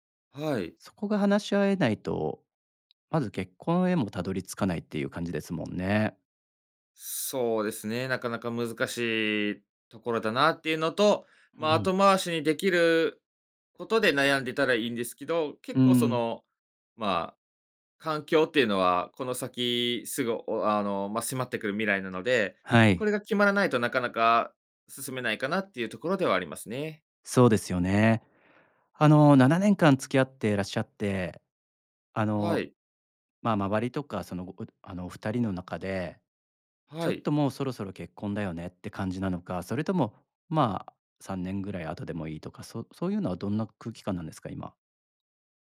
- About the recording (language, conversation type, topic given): Japanese, advice, 結婚や将来についての価値観が合わないと感じるのはなぜですか？
- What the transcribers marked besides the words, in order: none